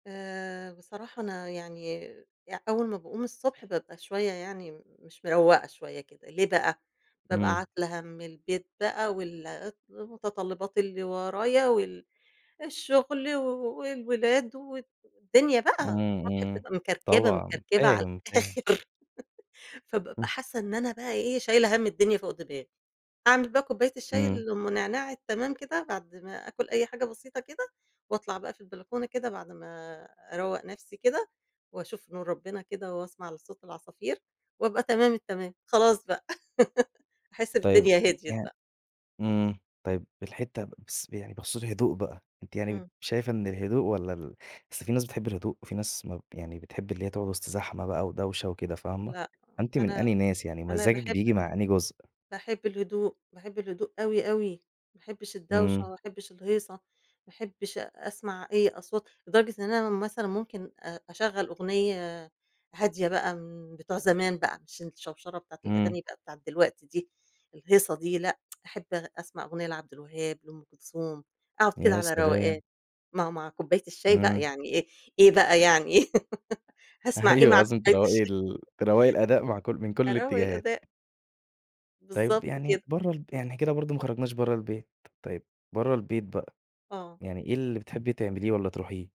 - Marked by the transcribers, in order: unintelligible speech; unintelligible speech; laughing while speaking: "مكركبة على الآخر"; laugh; laugh; tsk; laughing while speaking: "إيه بَقى يعني؟ هاسمع إيه مع كوبّاية الشاي؟"; chuckle; laughing while speaking: "أيوه"
- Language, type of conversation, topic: Arabic, podcast, إيه العادات البسيطة اللي بتظبّط مزاجك فورًا؟